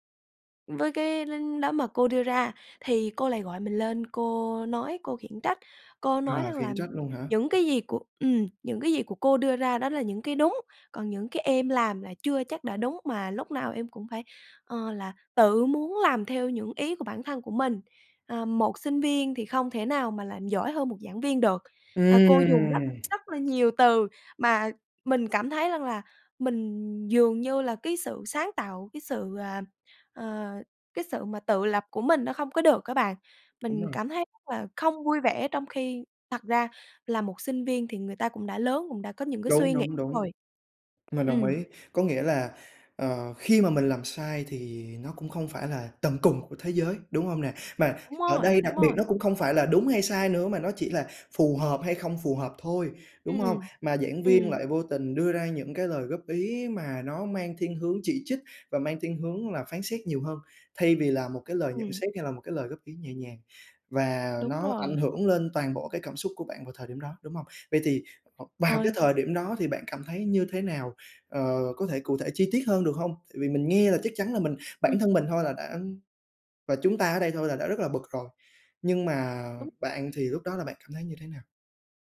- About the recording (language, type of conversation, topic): Vietnamese, podcast, Bạn thích được góp ý nhẹ nhàng hay thẳng thắn hơn?
- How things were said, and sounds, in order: other background noise; tapping